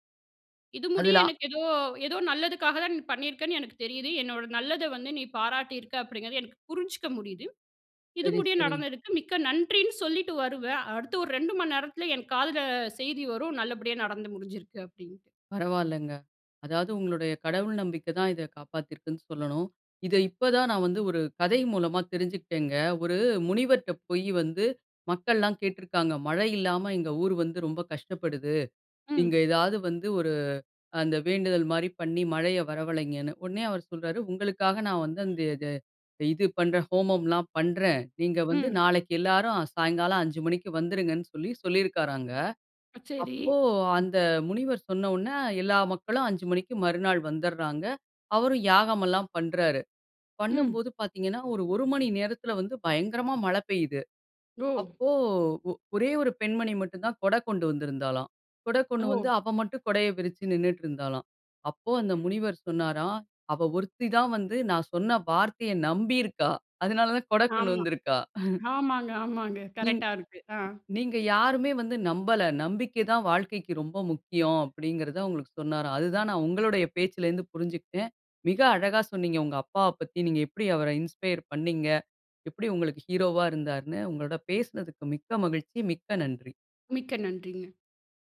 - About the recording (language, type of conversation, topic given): Tamil, podcast, உங்கள் குழந்தைப் பருவத்தில் உங்களுக்கு உறுதுணையாக இருந்த ஹீரோ யார்?
- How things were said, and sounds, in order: other background noise; other noise; chuckle; in English: "இன்ஸ்பயர்"